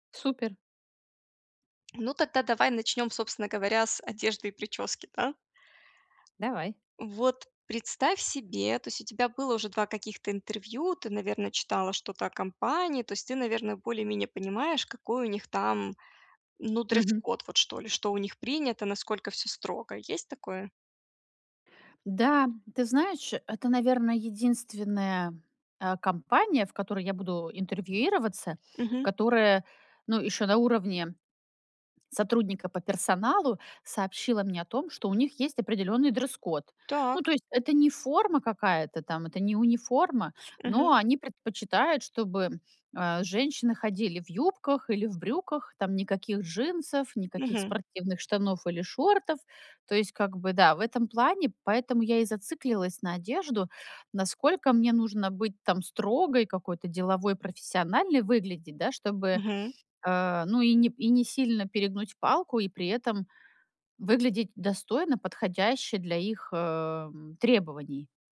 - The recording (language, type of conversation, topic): Russian, advice, Как справиться с тревогой перед важными событиями?
- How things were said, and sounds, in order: none